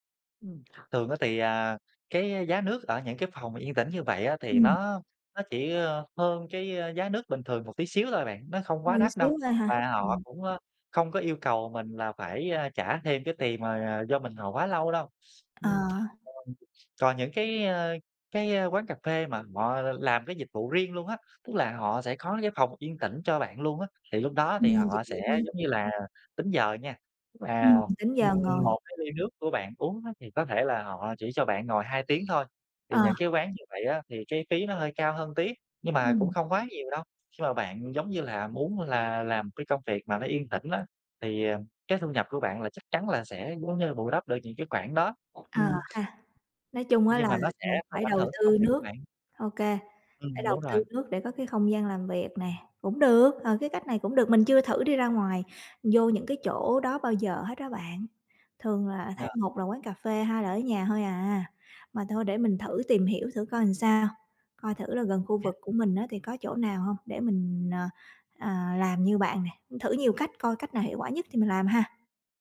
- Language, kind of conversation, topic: Vietnamese, advice, Làm thế nào để bạn tạo được một không gian yên tĩnh để làm việc tập trung tại nhà?
- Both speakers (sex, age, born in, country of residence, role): female, 35-39, Vietnam, Vietnam, user; male, 30-34, Vietnam, Vietnam, advisor
- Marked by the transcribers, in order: other background noise; tapping; "làm" said as "ừn"; unintelligible speech